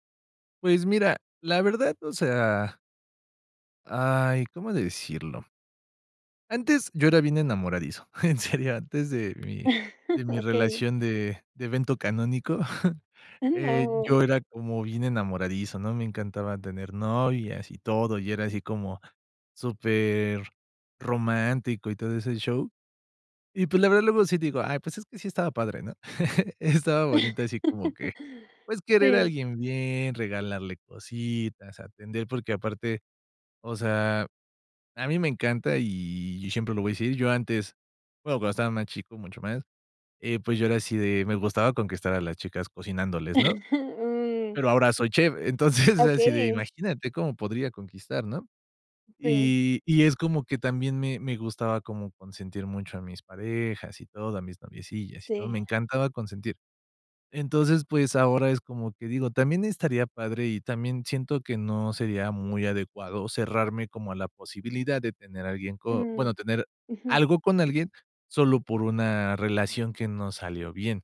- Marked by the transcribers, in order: laughing while speaking: "En serio"; chuckle; chuckle; tapping; chuckle; laughing while speaking: "Estaba"; laugh; laugh; laughing while speaking: "entonces"; other noise
- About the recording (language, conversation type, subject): Spanish, advice, ¿Cómo puedo pensar en terminar la relación sin sentirme culpable?
- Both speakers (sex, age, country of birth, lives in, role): female, 20-24, Mexico, Mexico, advisor; male, 30-34, Mexico, Mexico, user